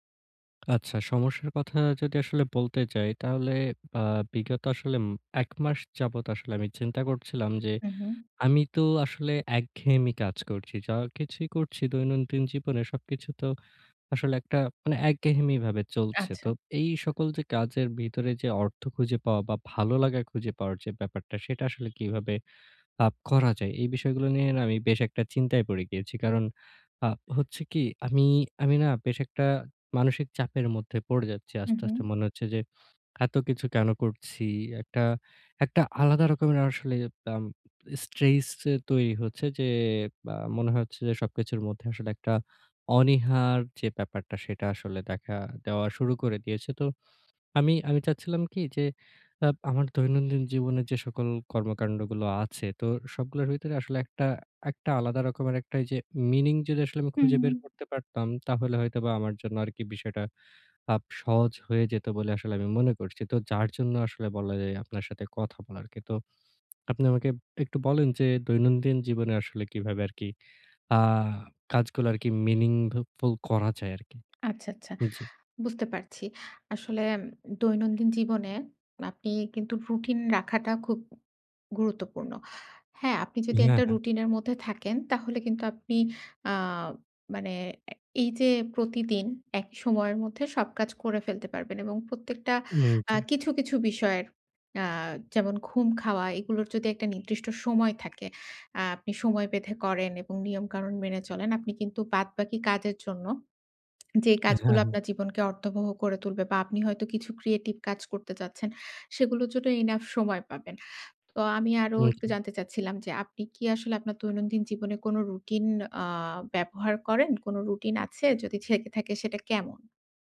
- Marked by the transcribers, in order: horn; tapping; other background noise; lip smack
- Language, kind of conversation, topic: Bengali, advice, আপনি প্রতিদিনের ছোট কাজগুলোকে কীভাবে আরও অর্থবহ করতে পারেন?